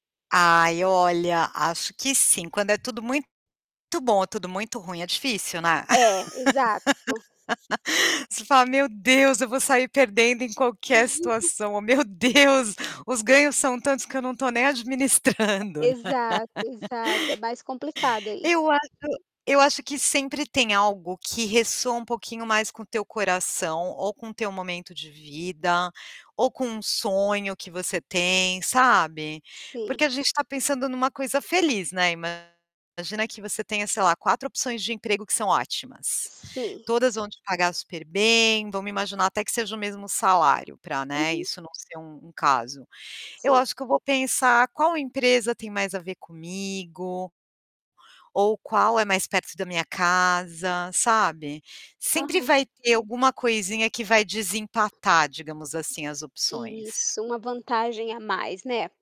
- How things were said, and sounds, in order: other background noise; distorted speech; laugh; chuckle; laughing while speaking: "administrando"; laugh; tapping
- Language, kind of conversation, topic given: Portuguese, podcast, Como você lida com muitas opções ao mesmo tempo?